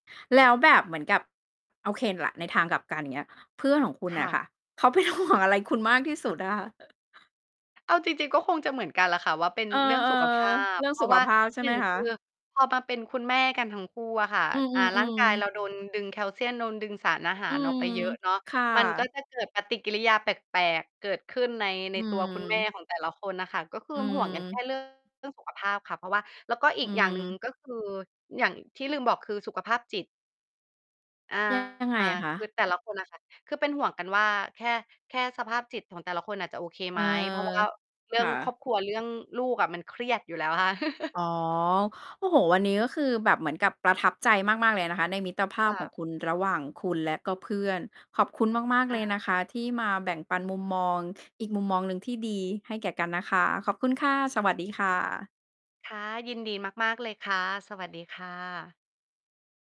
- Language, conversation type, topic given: Thai, podcast, ในมุมมองของคุณ การเป็นเพื่อนที่ดีควรทำอะไรบ้าง?
- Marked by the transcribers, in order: "โอเค" said as "เอาเคน"; laughing while speaking: "เป็นห่วง"; chuckle; other background noise; static; "แคลเซียม" said as "แคลเซี่ยน"; "คือ" said as "คืม"; distorted speech; chuckle; tapping